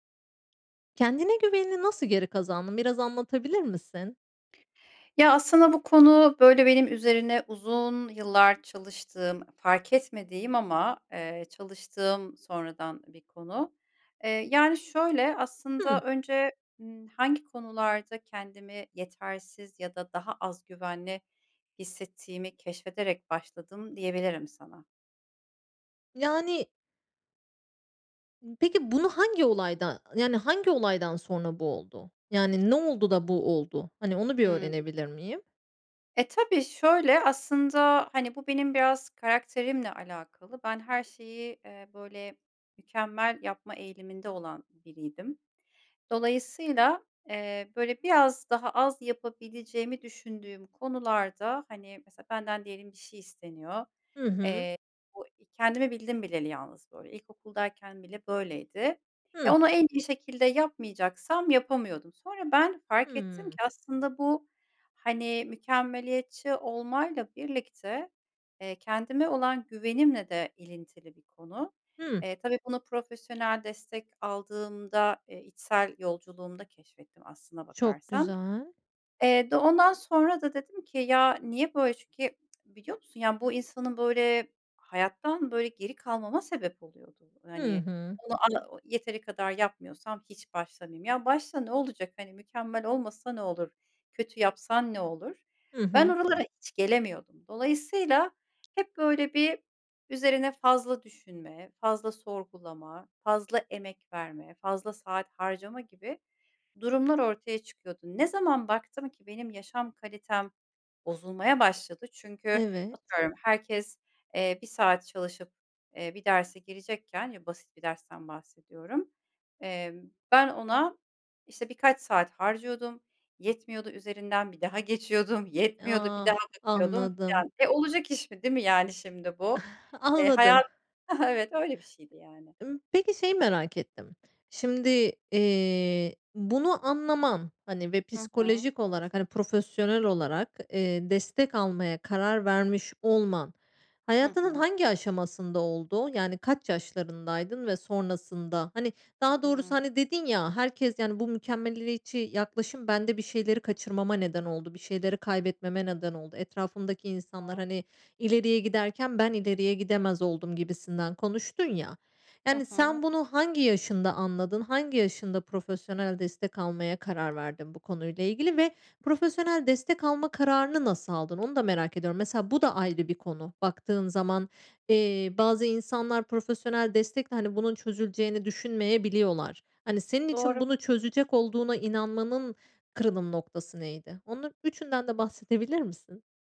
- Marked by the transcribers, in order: other background noise; tapping; other noise; chuckle; unintelligible speech
- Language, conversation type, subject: Turkish, podcast, Kendine güvenini nasıl geri kazandın, anlatır mısın?